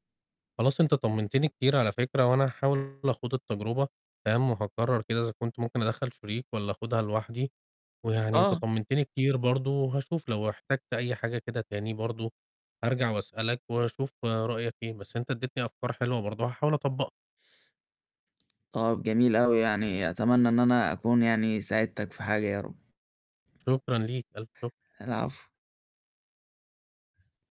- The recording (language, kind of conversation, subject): Arabic, advice, إزاي أتعامل مع خوفي من الفشل وأنا ببدأ شركتي الناشئة؟
- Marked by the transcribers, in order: distorted speech; static; other background noise